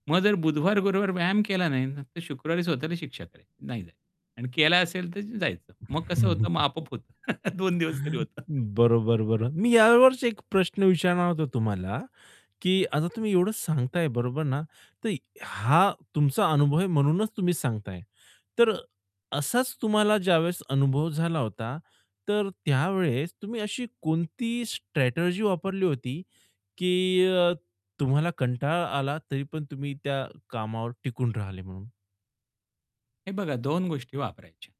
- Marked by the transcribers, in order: static; chuckle; chuckle; laughing while speaking: "दोन दिवस तरी होतं"
- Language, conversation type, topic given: Marathi, podcast, प्रेरणा नसेल तेव्हा तुम्ही कामाला बसून ते कसे पूर्ण करता?